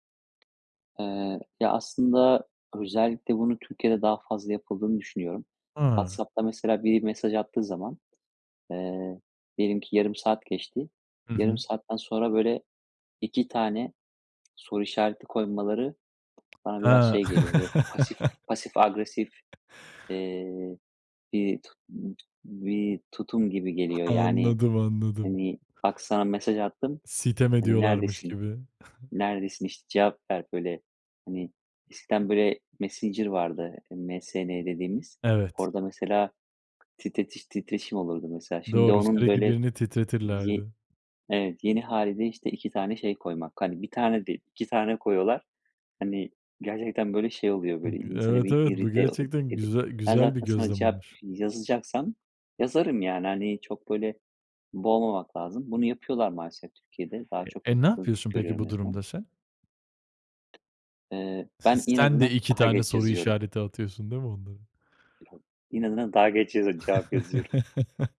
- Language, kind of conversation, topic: Turkish, podcast, Telefon ve sosyal medyayla başa çıkmak için hangi stratejileri kullanıyorsun?
- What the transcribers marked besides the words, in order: tapping; other background noise; chuckle; chuckle; chuckle